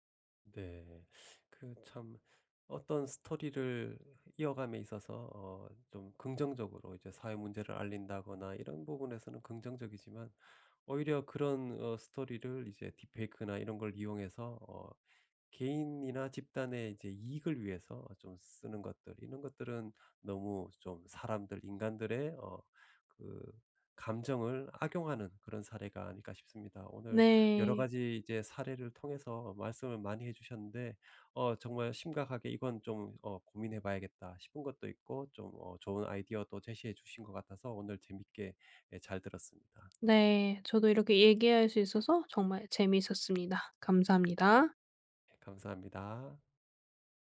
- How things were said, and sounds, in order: none
- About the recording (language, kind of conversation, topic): Korean, podcast, 스토리로 사회 문제를 알리는 것은 효과적일까요?